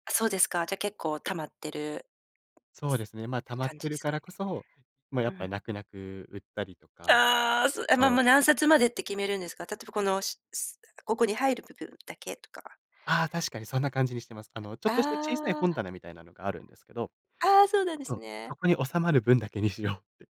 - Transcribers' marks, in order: other noise
- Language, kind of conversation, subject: Japanese, podcast, 持続可能な暮らしはどこから始めればよいですか？